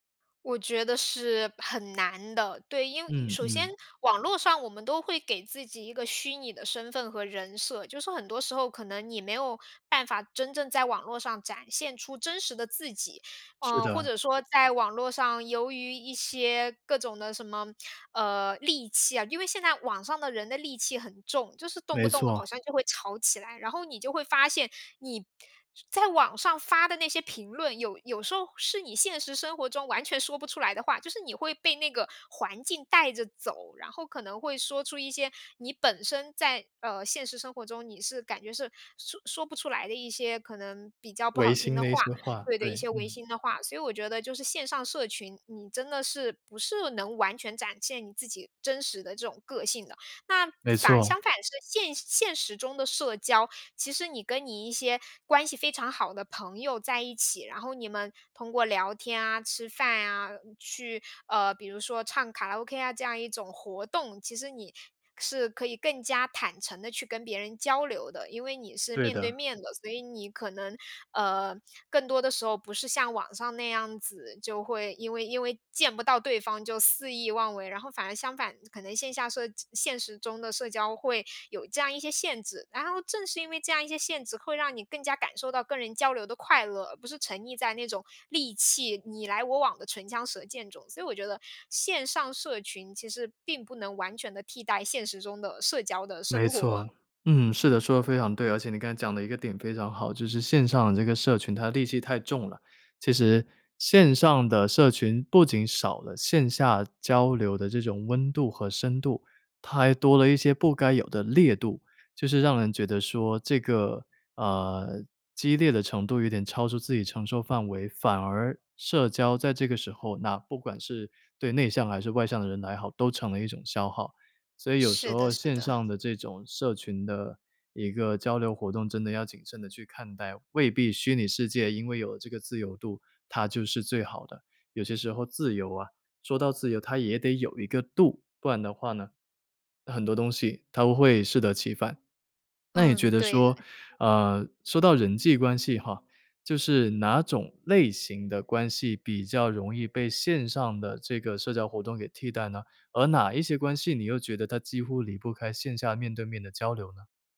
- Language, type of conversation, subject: Chinese, podcast, 线上社群能替代现实社交吗？
- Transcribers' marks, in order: laughing while speaking: "活"; other background noise